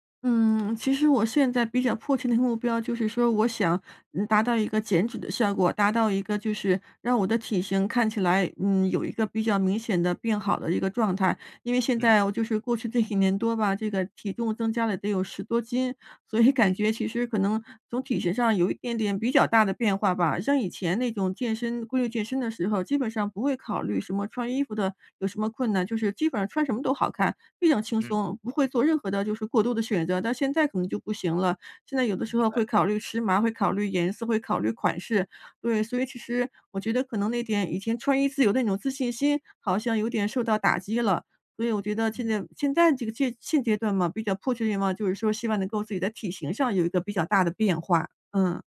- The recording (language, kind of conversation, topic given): Chinese, advice, 我每天久坐、运动量不够，应该怎么开始改变？
- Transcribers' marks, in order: laughing while speaking: "所以感觉"